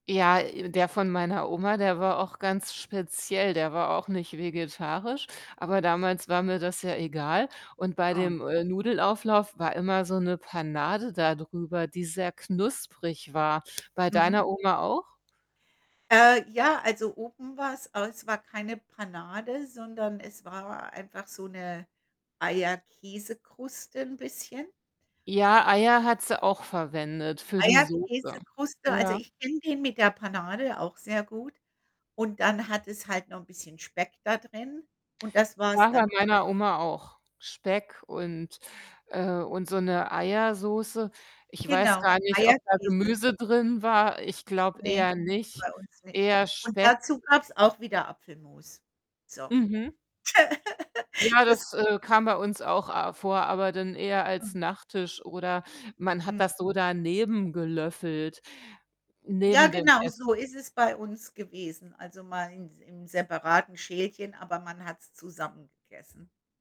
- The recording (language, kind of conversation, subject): German, unstructured, Welches Essen erinnert dich an deine Kindheit?
- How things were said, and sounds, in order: other background noise; distorted speech; static; laugh